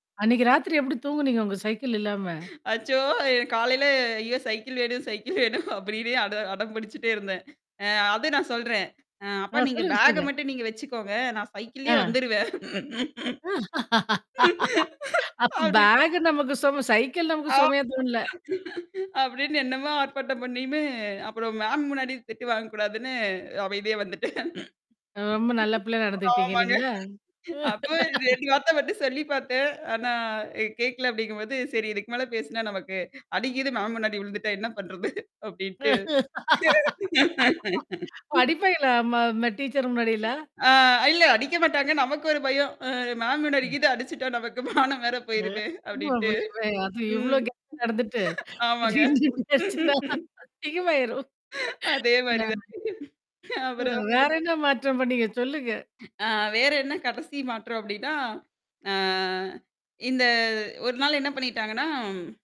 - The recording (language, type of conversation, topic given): Tamil, podcast, பள்ளிக் காலம் உங்கள் வாழ்க்கையில் என்னென்ன மாற்றங்களை கொண்டு வந்தது?
- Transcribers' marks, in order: static; laughing while speaking: "ஐயோ! சைக்கிள் வேணும், சைக்கிள் வேணும் அப்பிடினு அட அடம் பிடிச்சுட்டே இருந்தேன்"; in English: "பேக்க"; laugh; laughing while speaking: "வந்துருவேன் அப்டின்னு"; distorted speech; laughing while speaking: "அப்பிடின்னு என்னமா ஆர்ப்பாட்டம் பண்ணியுமே, அப்புறம் … என்ன பண்றது அப்பிடின்ட்டு"; other noise; laugh; tapping; laugh; laughing while speaking: "படிப்பயில நம்ம, நம்ம டீச்சரு முன்னாடிலாம்!"; laughing while speaking: "ஆ இல்ல அடிக்க மாட்டாங்க. நமக்கு … அதேமாரி தான். அப்புறம்"; unintelligible speech; unintelligible speech; unintelligible speech; laugh; laughing while speaking: "அ வேற என்ன மாற்றம் பண்ணீங்க? சொல்லுங்க"